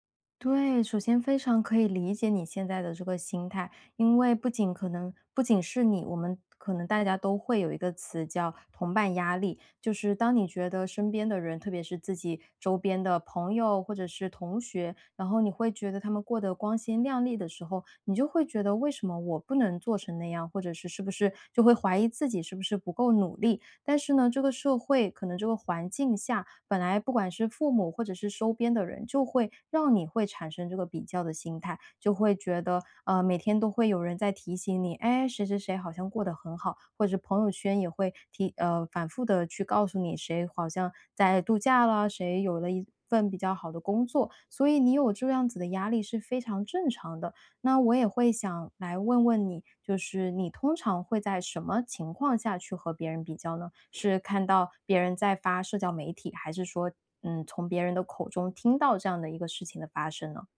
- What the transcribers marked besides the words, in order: "周边" said as "收边"; other background noise
- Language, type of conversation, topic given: Chinese, advice, 我总是和别人比较，压力很大，该如何为自己定义成功？